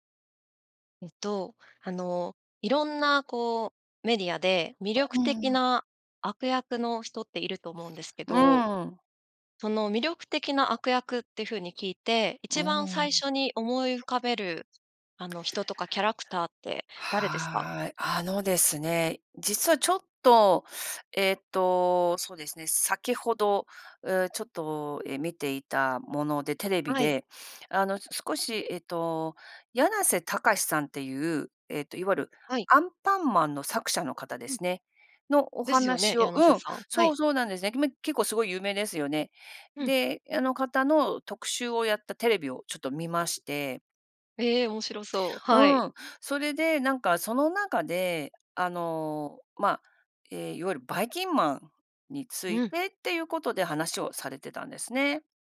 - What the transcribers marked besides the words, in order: other background noise
- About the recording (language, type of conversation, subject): Japanese, podcast, 魅力的な悪役はどのように作られると思いますか？